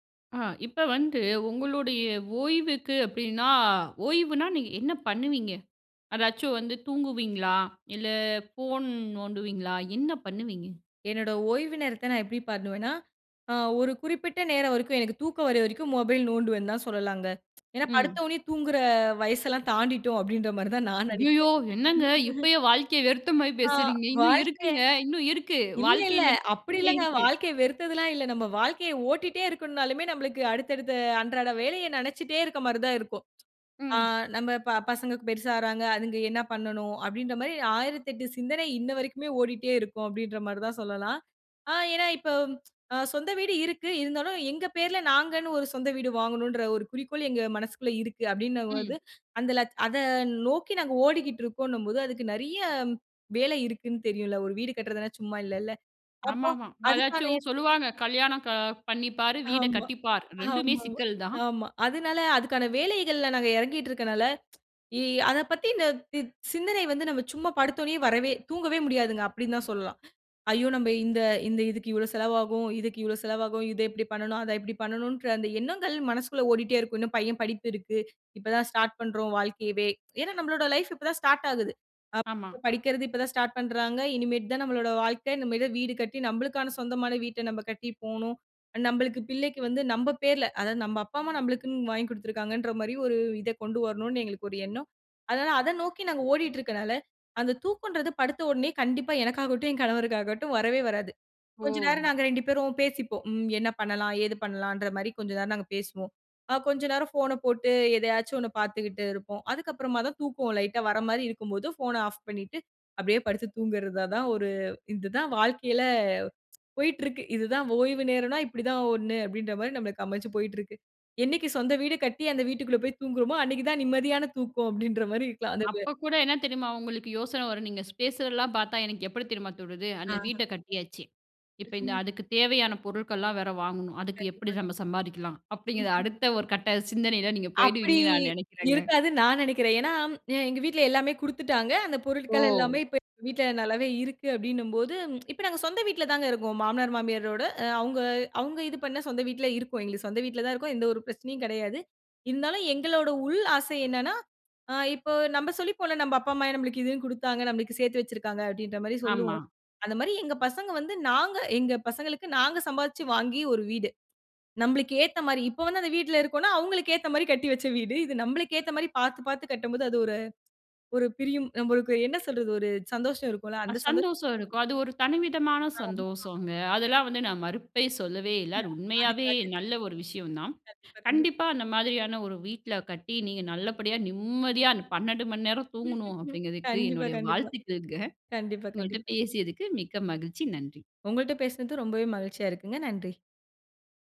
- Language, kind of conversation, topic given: Tamil, podcast, வேலை முடிந்த பிறகு மனம் முழுவதும் ஓய்வடைய நீங்கள் என்ன செய்கிறீர்கள்?
- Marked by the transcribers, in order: other background noise; drawn out: "தூங்குற"; surprised: "அய்யயோ!"; chuckle; tsk; tsk; unintelligible speech; background speech; unintelligible speech; unintelligible speech; drawn out: "அப்படி"; other noise; tsk; unintelligible speech; chuckle